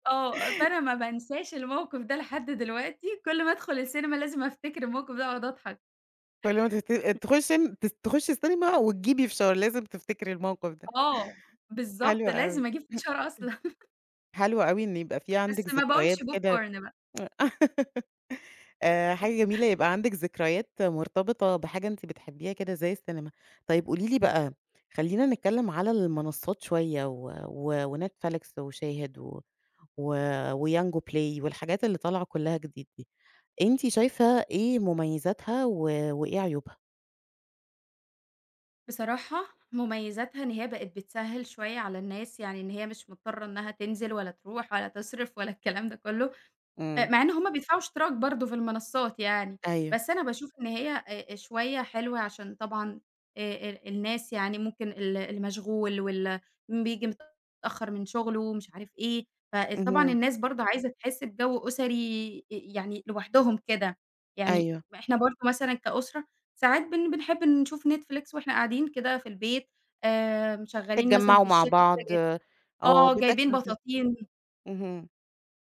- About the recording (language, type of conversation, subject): Arabic, podcast, إيه اللي بتفضّله أكتر: تتفرّج على الفيلم في السينما ولا على نتفليكس، وليه؟
- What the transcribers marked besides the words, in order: chuckle; throat clearing; chuckle; laugh; in English: "popcorn"; chuckle